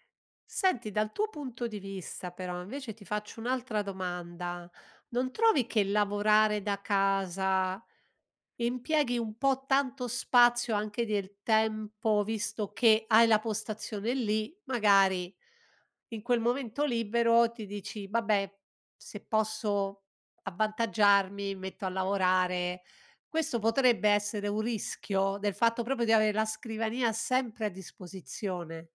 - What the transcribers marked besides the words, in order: none
- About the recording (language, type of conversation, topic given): Italian, podcast, Come organizzi il tuo spazio per lavorare da casa?